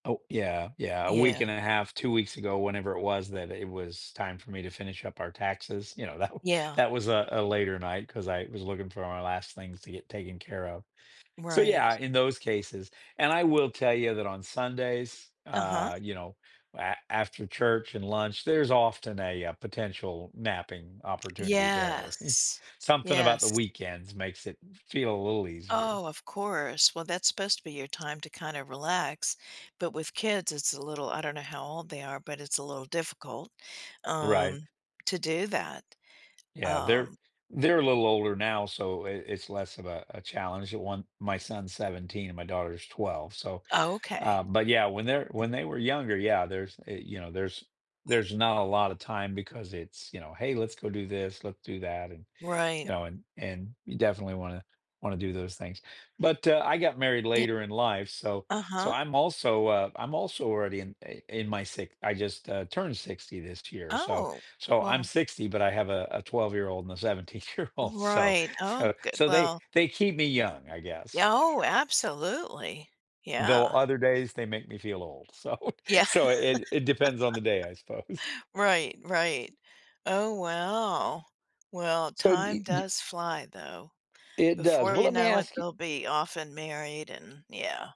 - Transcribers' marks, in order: tapping; laughing while speaking: "that w"; chuckle; other background noise; laughing while speaking: "seventeen-year-old"; chuckle; laughing while speaking: "so"; laughing while speaking: "Yeah"; laugh; laughing while speaking: "I suppose"
- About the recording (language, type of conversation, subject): English, unstructured, How do you decide when to rest versus pushing through tiredness during a busy day?
- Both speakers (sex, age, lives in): female, 65-69, United States; male, 60-64, United States